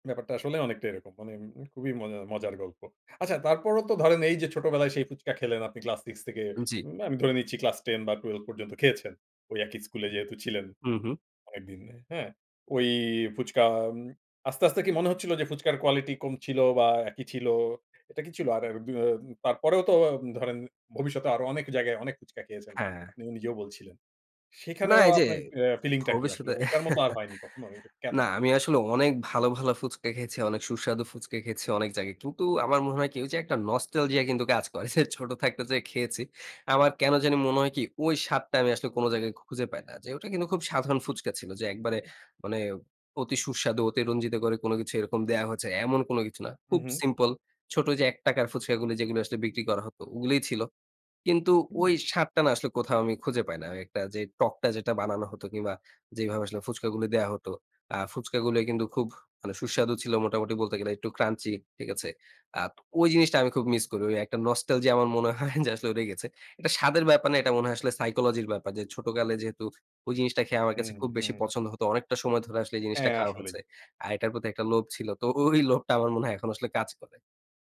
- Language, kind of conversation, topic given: Bengali, podcast, রাস্তার কোনো খাবারের স্মৃতি কি আজও মনে আছে?
- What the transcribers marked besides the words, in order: chuckle; laughing while speaking: "করে"; laughing while speaking: "হয় যে"; other background noise